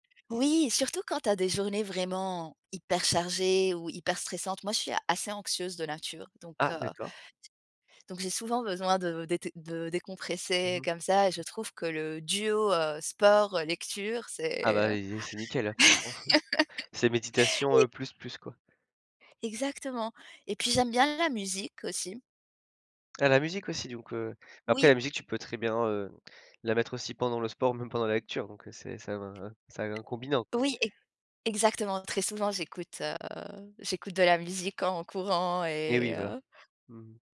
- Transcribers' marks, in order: tapping; laugh; other background noise
- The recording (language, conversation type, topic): French, podcast, Comment tu rebondis après une mauvaise journée ?